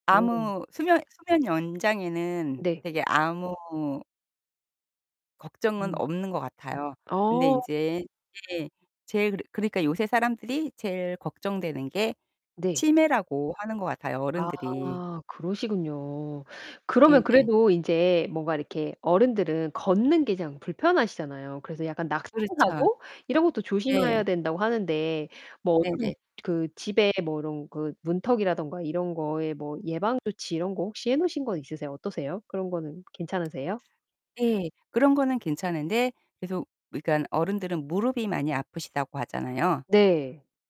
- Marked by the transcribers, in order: distorted speech; other background noise
- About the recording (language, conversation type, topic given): Korean, podcast, 노부모를 돌볼 때 가장 신경 쓰이는 부분은 무엇인가요?